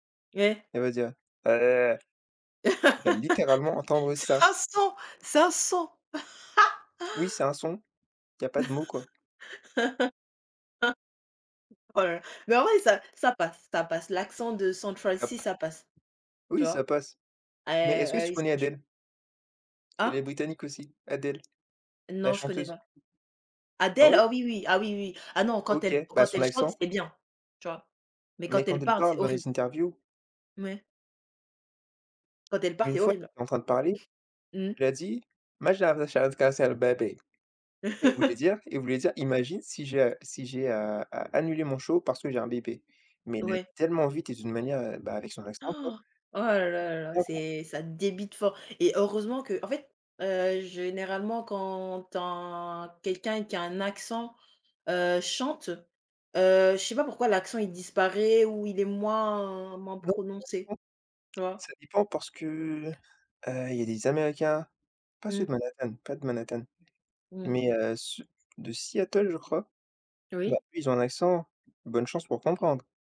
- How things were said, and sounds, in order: laugh; laughing while speaking: "C'est un son"; laugh; unintelligible speech; tapping; "franchement" said as "senchement"; put-on voice: "Macha vachave cancel baby"; chuckle; other noise
- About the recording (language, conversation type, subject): French, unstructured, Pourquoi, selon toi, certaines chansons deviennent-elles des tubes mondiaux ?